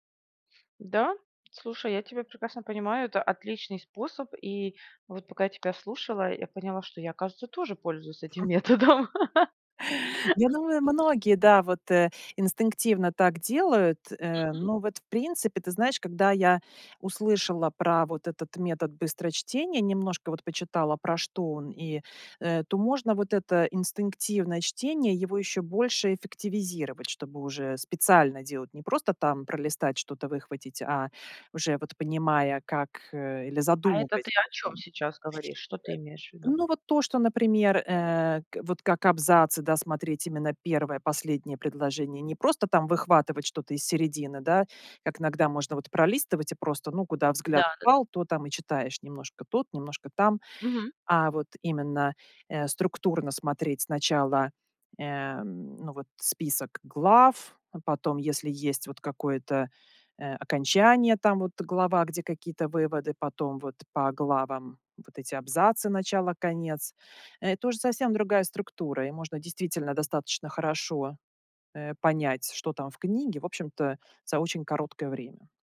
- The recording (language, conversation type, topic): Russian, podcast, Как выжимать суть из длинных статей и книг?
- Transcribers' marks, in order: tapping; chuckle; laughing while speaking: "методом"; chuckle; other background noise